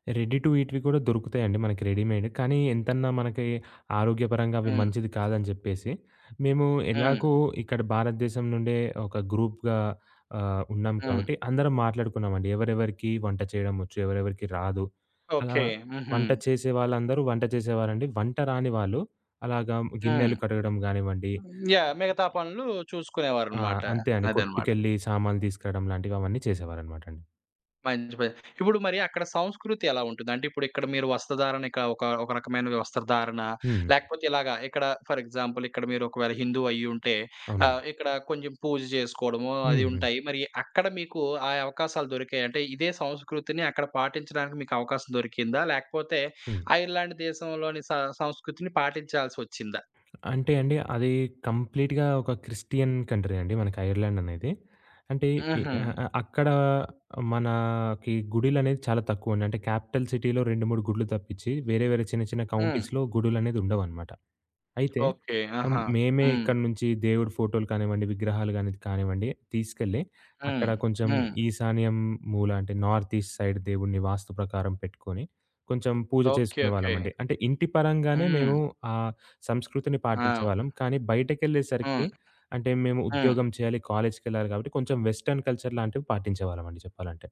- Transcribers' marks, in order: in English: "రెడీ టు ఈట్‌వి"; in English: "రెడీమేడ్"; in English: "గ్రూప్‌గా"; other background noise; in English: "ఫర్ ఎగ్జాంపుల్"; in English: "కంప్లీట్‌గా"; in English: "కంట్రీ"; in English: "క్యాపిటల్ సిటీ‌లో"; in English: "కౌంటీస్‌లో"; tapping; in English: "నార్త్ ఈస్ట్ సైడ్"; in English: "వెస్టర్న్ కల్చర్"
- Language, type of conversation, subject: Telugu, podcast, విదేశీ లేదా ఇతర నగరంలో పని చేయాలని అనిపిస్తే ముందుగా ఏం చేయాలి?